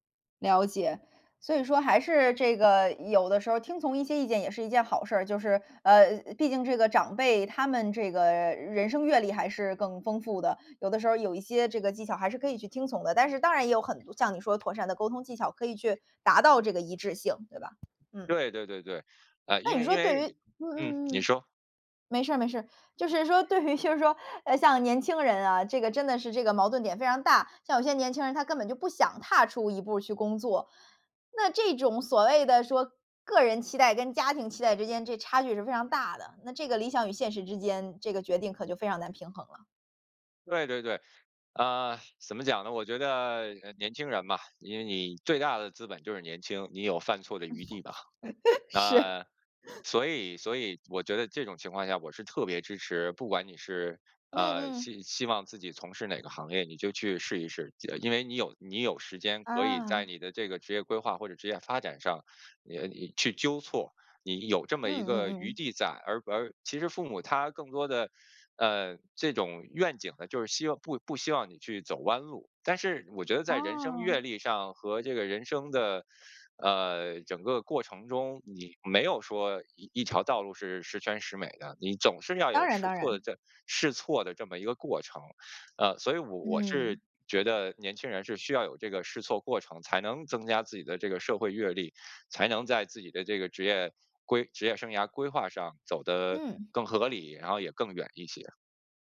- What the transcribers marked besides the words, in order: other background noise; laughing while speaking: "对于就是说"; chuckle; laughing while speaking: "是"
- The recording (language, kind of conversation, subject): Chinese, podcast, 在选择工作时，家人的意见有多重要？